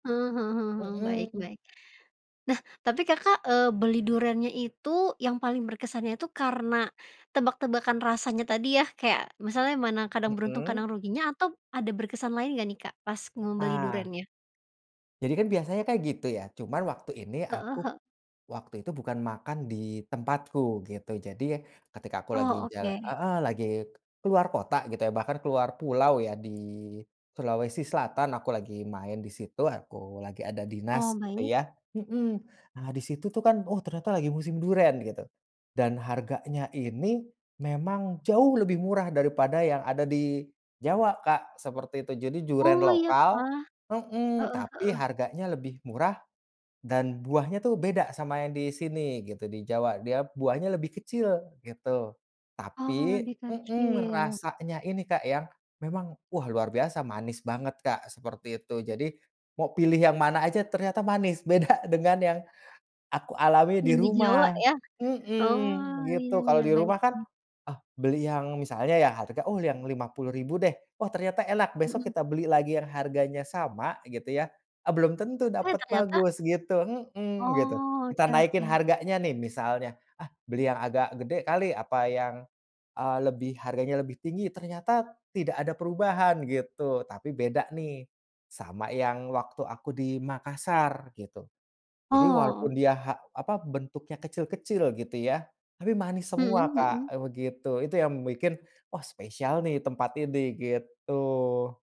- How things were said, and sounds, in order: tapping; "duren" said as "juren"; laughing while speaking: "beda"
- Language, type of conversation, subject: Indonesian, podcast, Pengalaman paling berkesan waktu makan di kaki lima?